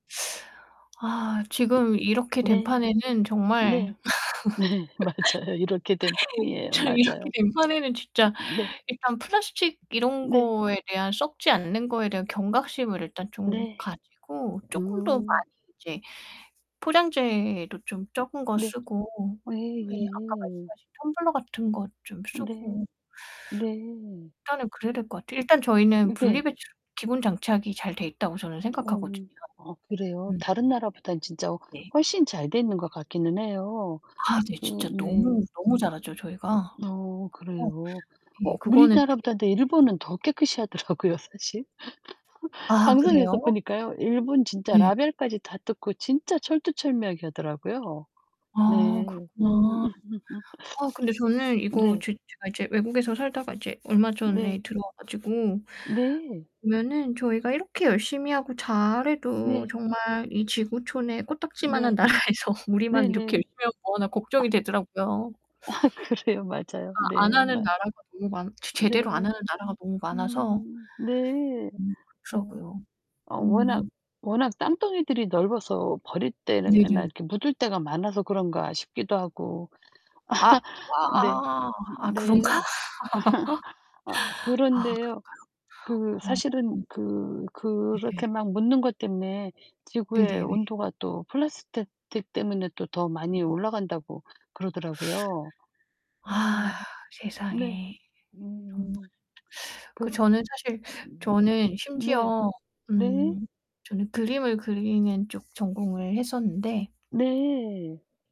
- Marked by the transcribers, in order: teeth sucking; other background noise; laughing while speaking: "네 맞아요. 이렇게 된 판이에요"; laugh; laughing while speaking: "저 이렇게 된 판에는 진짜"; distorted speech; unintelligible speech; laughing while speaking: "하더라고요 사실. 방송에서 보니까요"; static; laugh; laughing while speaking: "나라에서"; other noise; laughing while speaking: "아 그래요. 맞아요. 네"; laugh
- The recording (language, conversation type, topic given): Korean, unstructured, 일상에서 환경을 위해 어떤 노력을 할 수 있을까요?